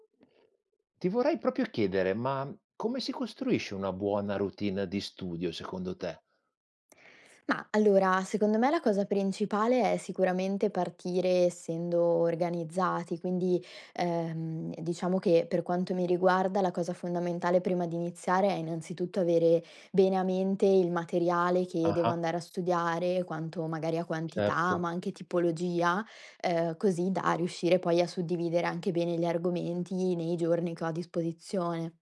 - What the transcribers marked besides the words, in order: other background noise
- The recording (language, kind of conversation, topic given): Italian, podcast, Come costruire una buona routine di studio che funzioni davvero?